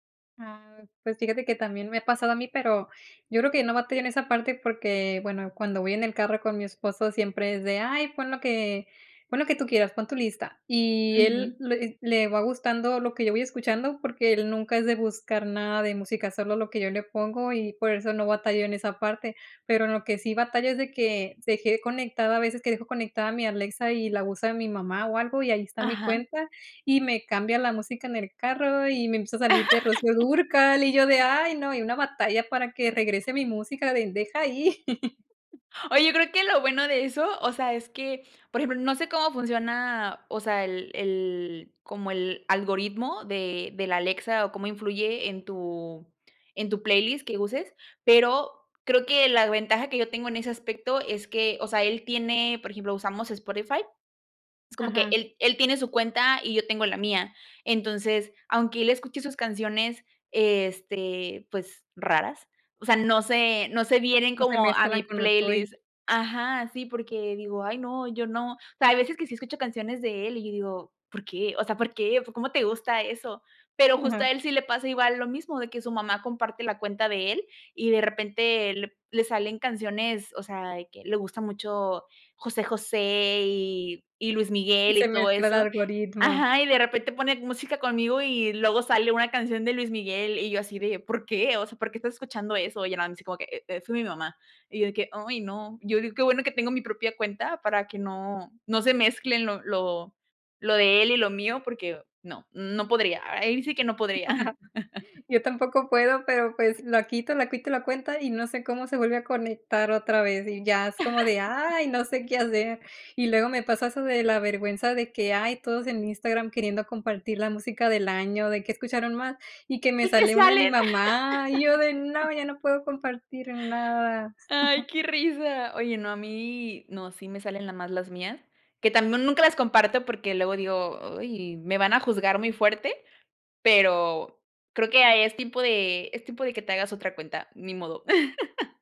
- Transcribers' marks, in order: laugh; laugh; chuckle; chuckle; laugh; laugh; chuckle; laugh
- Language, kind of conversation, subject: Spanish, podcast, ¿Qué opinas de mezclar idiomas en una playlist compartida?